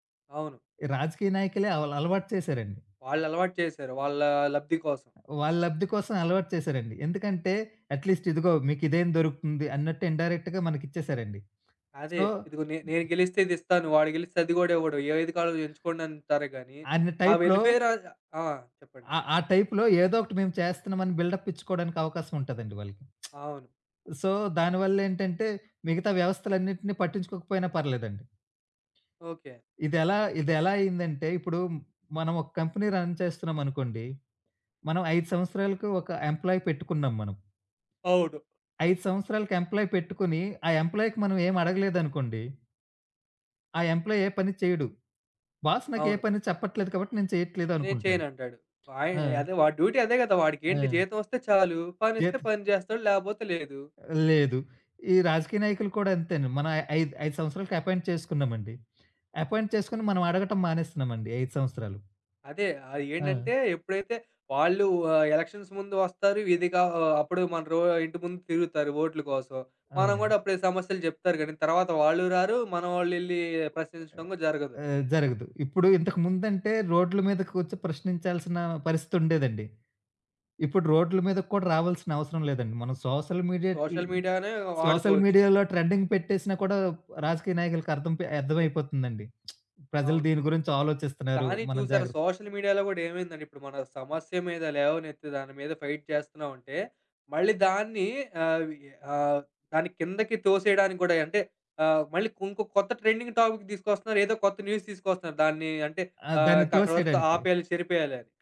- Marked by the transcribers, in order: other background noise; in English: "అట్లీస్ట్"; in English: "ఇండైరెక్ట్‌గా"; in English: "సో"; in English: "బిల్డప్"; lip smack; in English: "సో"; in English: "కంపెనీ రన్"; in English: "ఎంప్లాయీ"; in English: "ఎంప్లాయీ"; in English: "ఎంప్లాయీ"; in English: "బాస్"; horn; in English: "డ్యూటీ"; in English: "అపాయింట్"; in English: "అపాయింట్"; in English: "సోషల్ మీడియా"; in English: "సోషల్ మీడియాలో ట్రెండింగ్"; lip smack; in English: "సోషల్ మీడియాలో"; in English: "ఫైట్"; in English: "ట్రెండింగ్ టాపిక్"; in English: "న్యూస్"
- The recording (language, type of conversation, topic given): Telugu, podcast, సమాచార భారం వల్ల నిద్ర దెబ్బతింటే మీరు దాన్ని ఎలా నియంత్రిస్తారు?